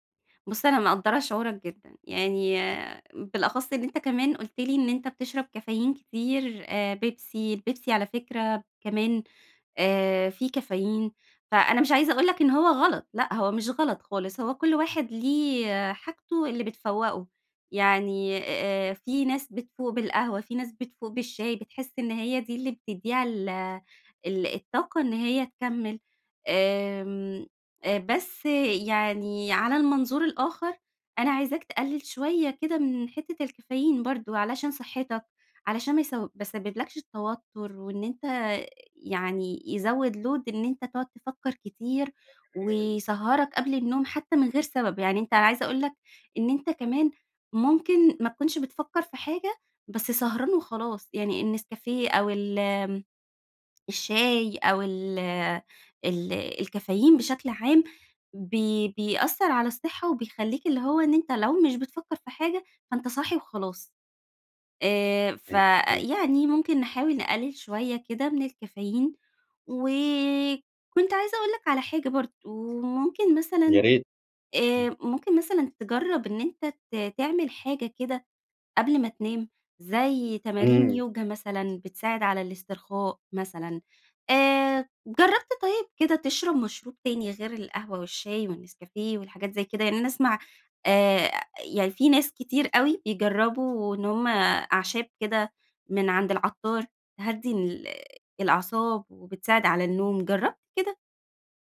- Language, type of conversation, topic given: Arabic, advice, إزاي أتغلب على الأرق وصعوبة النوم بسبب أفكار سريعة ومقلقة؟
- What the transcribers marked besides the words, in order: in English: "Load"; unintelligible speech; tapping